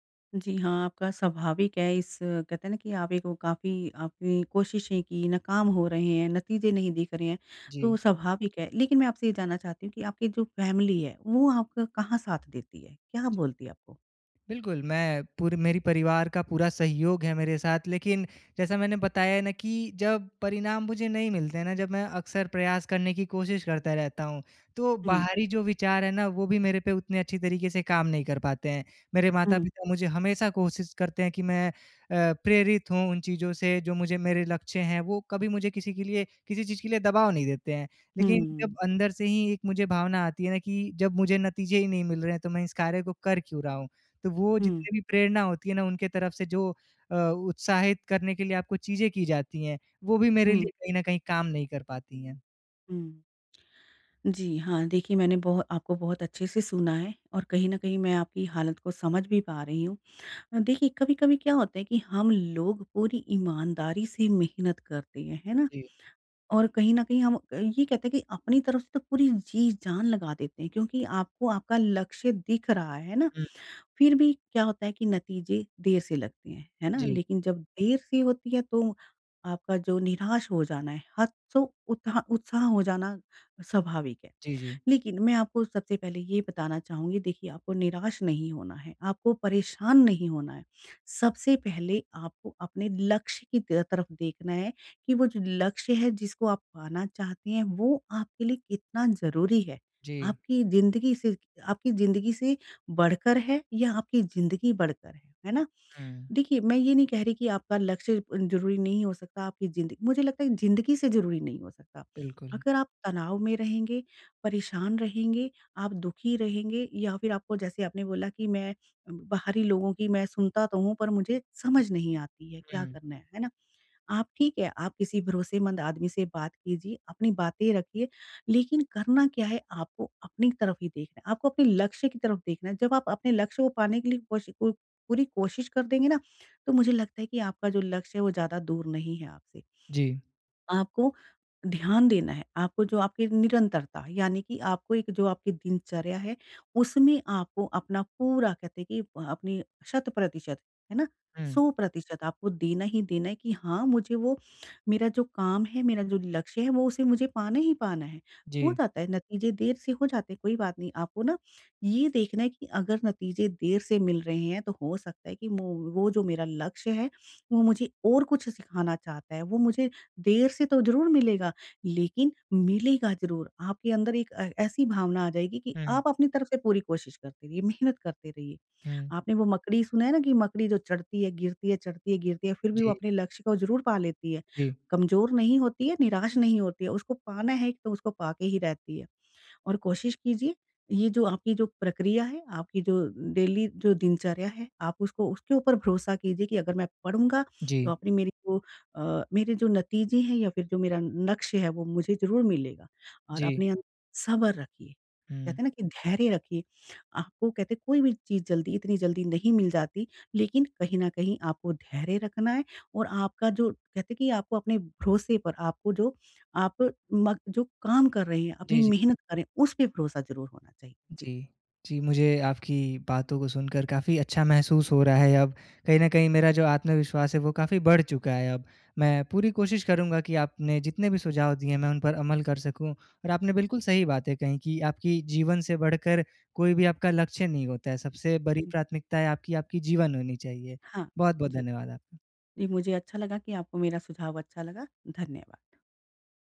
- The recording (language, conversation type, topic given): Hindi, advice, नतीजे देर से दिख रहे हैं और मैं हतोत्साहित महसूस कर रहा/रही हूँ, क्या करूँ?
- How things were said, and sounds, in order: in English: "फैमिली"; in English: "डेली"